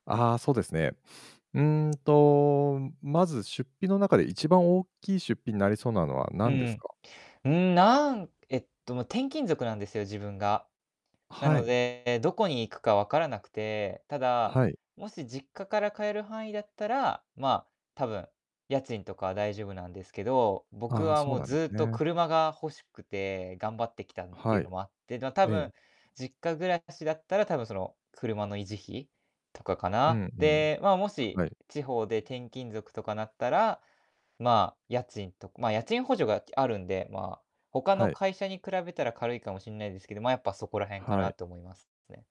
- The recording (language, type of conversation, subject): Japanese, advice, 資金繰りが厳しく先行きが不安で夜眠れないのですが、どうすればよいですか？
- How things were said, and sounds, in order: distorted speech; static